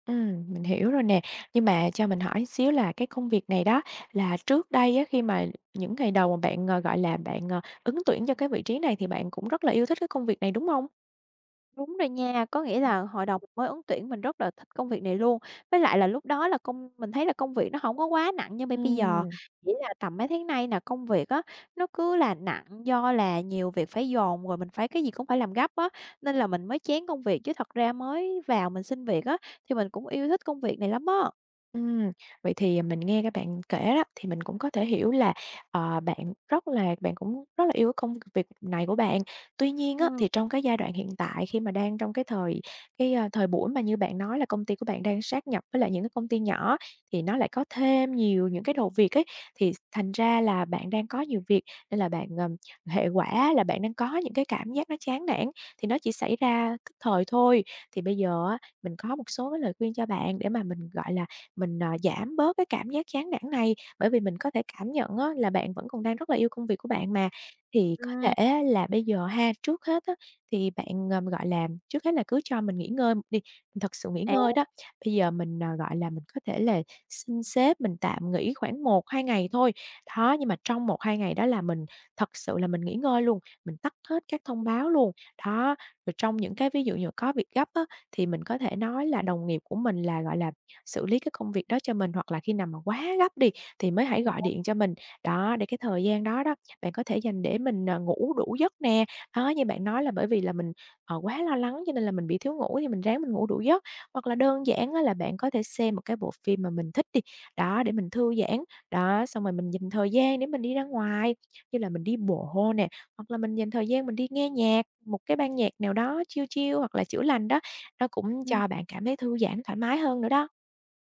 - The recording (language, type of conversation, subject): Vietnamese, advice, Bạn đang cảm thấy kiệt sức vì công việc và chán nản, phải không?
- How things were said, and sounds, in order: tapping; other background noise; unintelligible speech; in English: "chill chill"